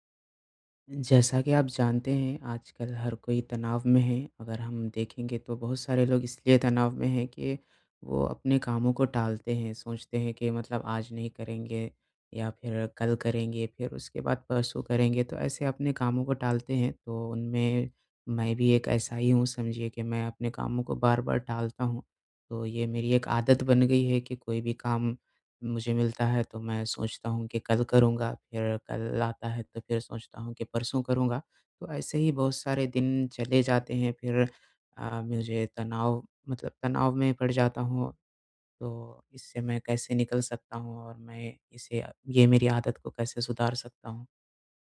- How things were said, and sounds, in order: none
- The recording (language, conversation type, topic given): Hindi, advice, आप काम बार-बार क्यों टालते हैं और आखिरी मिनट में होने वाले तनाव से कैसे निपटते हैं?